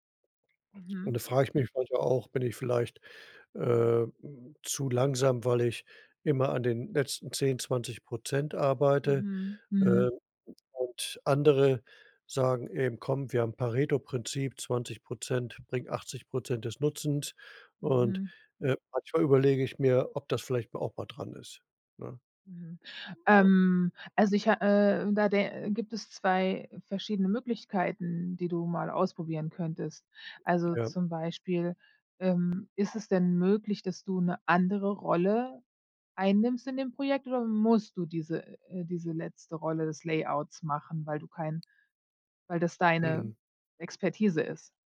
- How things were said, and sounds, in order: other noise; other background noise
- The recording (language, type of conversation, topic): German, advice, Wie blockieren zu hohe Erwartungen oder Perfektionismus deinen Fortschritt?